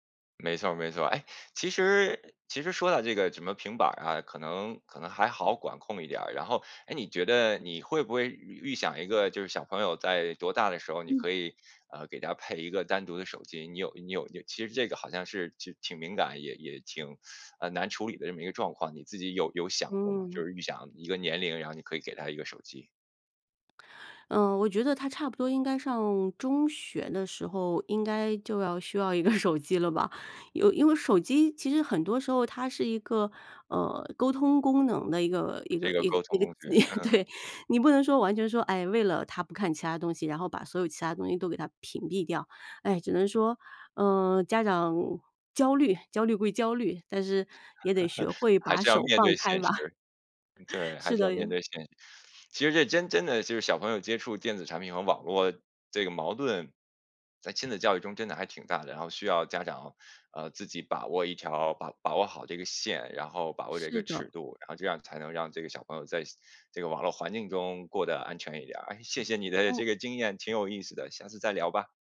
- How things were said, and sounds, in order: tapping; laughing while speaking: "一个"; chuckle; other background noise; laugh; laughing while speaking: "吧。是的呀"
- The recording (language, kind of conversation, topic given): Chinese, podcast, 你会如何教孩子正确、安全地使用互联网和科技？